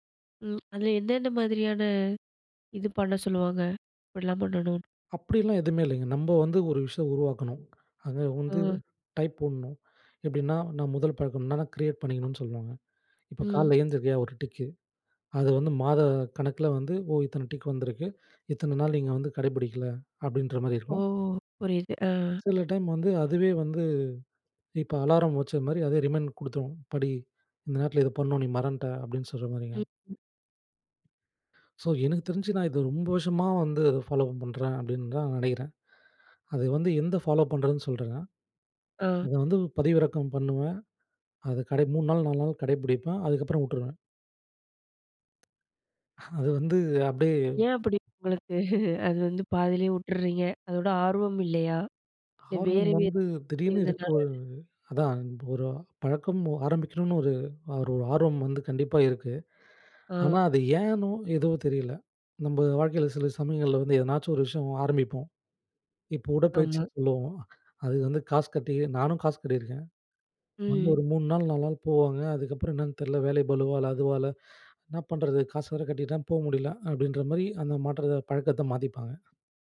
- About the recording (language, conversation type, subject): Tamil, podcast, மாறாத பழக்கத்தை மாற்ற ஆசை வந்தா ஆரம்பம் எப்படி?
- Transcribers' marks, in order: in English: "டைப்"; in English: "கிரியேட்"; in English: "டிக்கு"; in English: "டிக்"; in English: "ரிமைண்ட்"; in English: "ஃபாலோ"; in English: "ஃபாலோ"; laughing while speaking: "உங்களுக்கு, அது வந்து பாதியிலேயே உட்டறீங்க?"